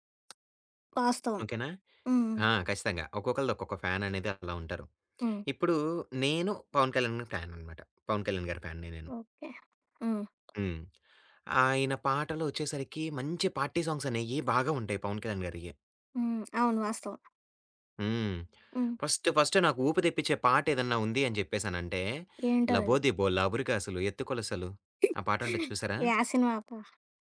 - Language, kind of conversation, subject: Telugu, podcast, పార్టీకి ప్లేలిస్ట్ సిద్ధం చేయాలంటే మొదట మీరు ఎలాంటి పాటలను ఎంచుకుంటారు?
- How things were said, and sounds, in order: other background noise; in English: "ఫ్యాన్"; in English: "ఫ్యాన్"; in English: "ఫ్యాన్‌ని"; in English: "పార్టీ సాంగ్స్"; tapping; in English: "ఫస్ట్, ఫస్ట్"; giggle